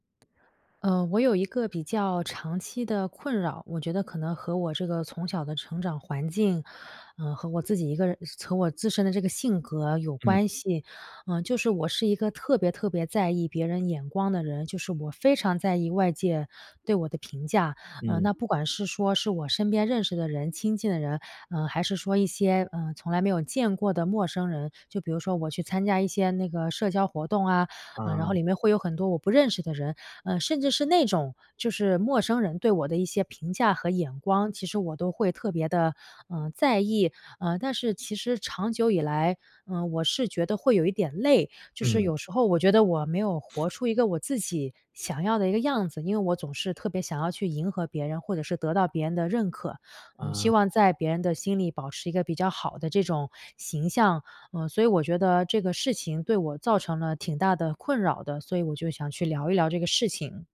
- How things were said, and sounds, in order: other background noise
- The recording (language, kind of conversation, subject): Chinese, advice, 我总是过度在意别人的眼光和认可，该怎么才能放下？